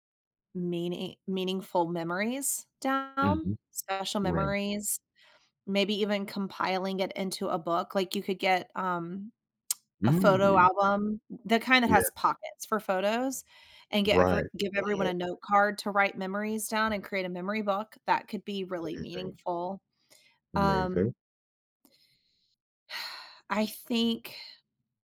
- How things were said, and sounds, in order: lip smack; sigh
- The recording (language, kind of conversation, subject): English, advice, How can I cope with the death of my sibling and find support?
- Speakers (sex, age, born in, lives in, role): female, 40-44, United States, United States, advisor; male, 30-34, United States, United States, user